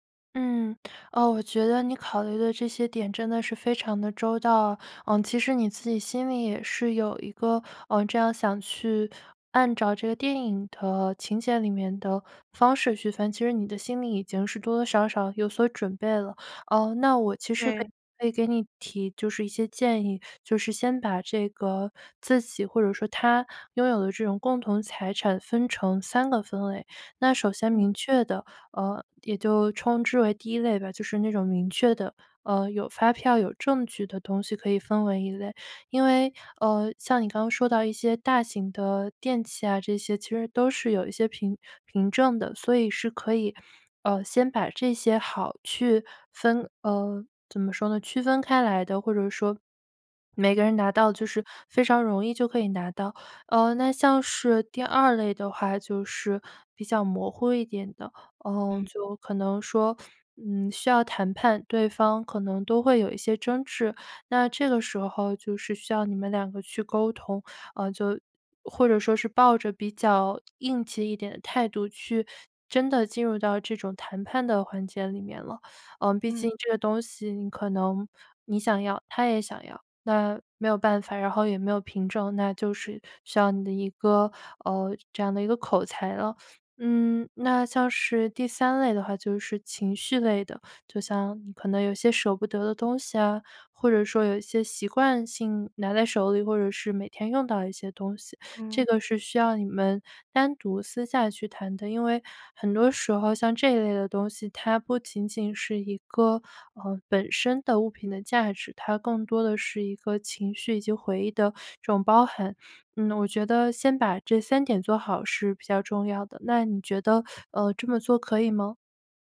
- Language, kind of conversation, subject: Chinese, advice, 分手后共同财产或宠物的归属与安排发生纠纷，该怎么办？
- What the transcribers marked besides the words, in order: none